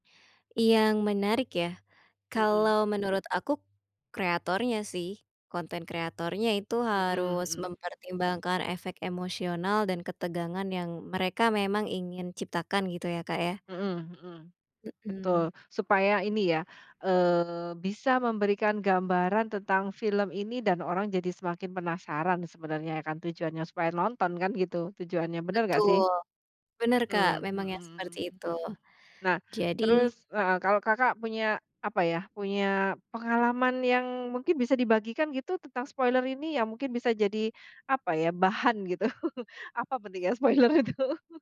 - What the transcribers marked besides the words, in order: other background noise; in English: "spoiler"; chuckle; in English: "spoiler"; laughing while speaking: "itu?"
- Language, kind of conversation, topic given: Indonesian, podcast, Bagaimana kamu menghadapi spoiler tentang serial favoritmu?